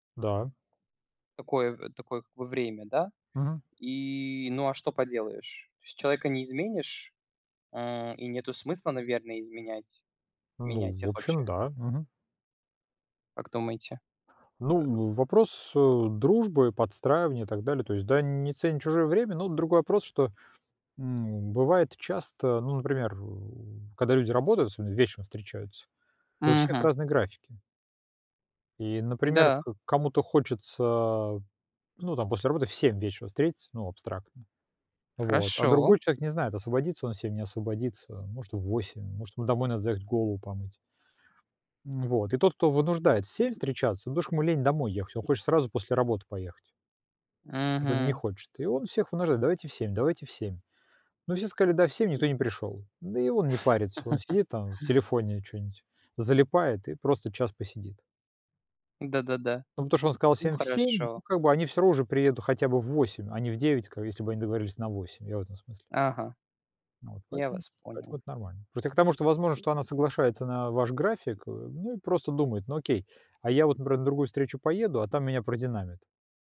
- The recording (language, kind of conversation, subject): Russian, unstructured, Почему люди не уважают чужое время?
- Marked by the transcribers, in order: chuckle; tapping